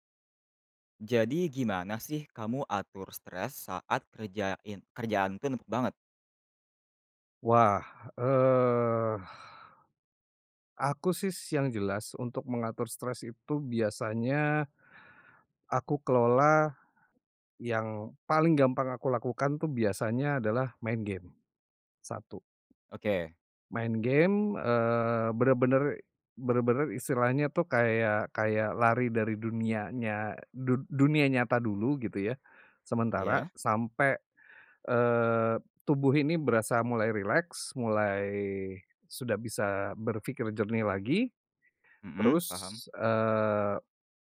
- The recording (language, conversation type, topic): Indonesian, podcast, Gimana cara kamu ngatur stres saat kerjaan lagi numpuk banget?
- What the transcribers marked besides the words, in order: "sih" said as "sis"; tapping